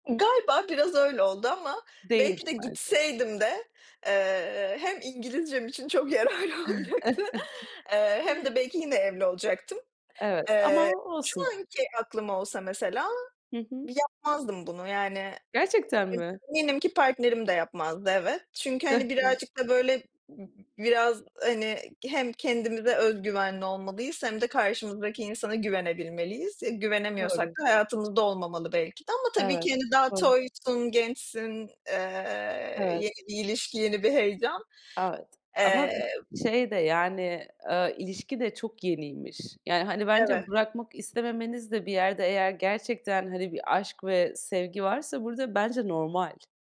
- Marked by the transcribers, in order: laughing while speaking: "yararlı olacaktı"; chuckle; other background noise
- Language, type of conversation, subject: Turkish, unstructured, Geçmişte yaptığınız hatalar kişisel gelişiminizi nasıl etkiledi?